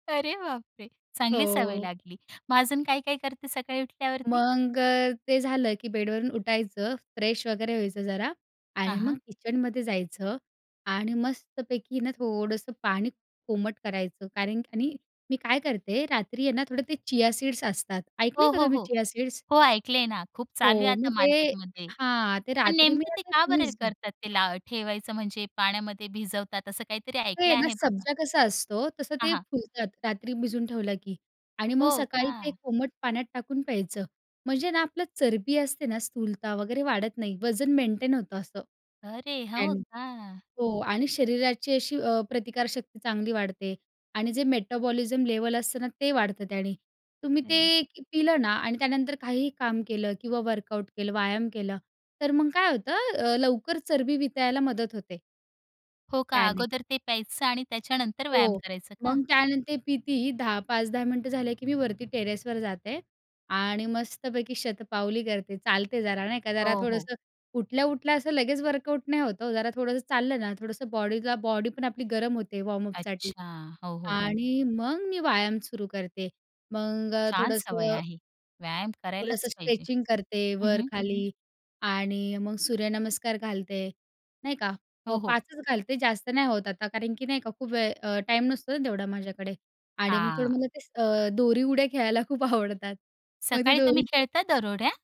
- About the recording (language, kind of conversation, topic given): Marathi, podcast, सकाळी उठल्यावर तुम्ही सर्वात पहिलं काय करता?
- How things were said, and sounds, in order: other background noise; tapping; in English: "चिया सीड्स"; in English: "चिया सीड्स?"; unintelligible speech; other noise; in English: "मेटाबॉलिझम लेवल"; in English: "वर्कआउट"; in English: "वर्कआउट"; in English: "वॉर्मअप"; in English: "स्ट्रेचिंग"; laughing while speaking: "खेळायला खूप आवडतात"